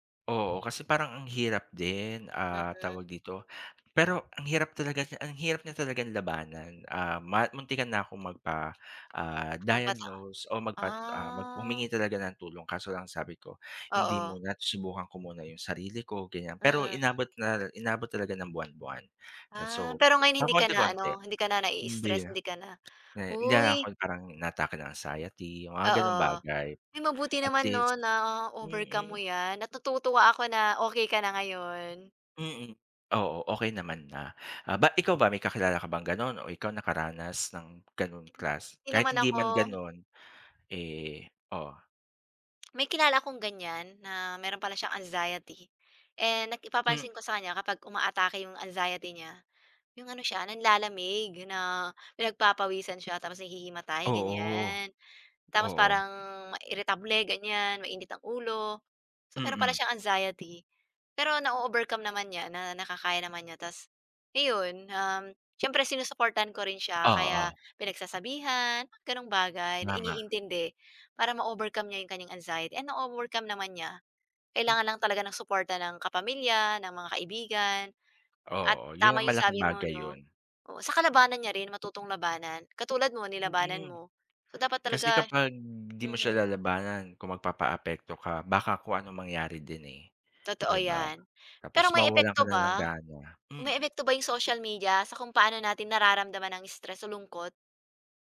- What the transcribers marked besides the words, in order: tapping; in English: "diagnose"; other background noise; in English: "anxiety"; in English: "anxiety"; in English: "anxiety"; in English: "anxiety"; in English: "anxiety"
- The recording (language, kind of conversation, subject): Filipino, unstructured, Paano mo nilalabanan ang stress sa pang-araw-araw, at ano ang ginagawa mo kapag nakakaramdam ka ng lungkot?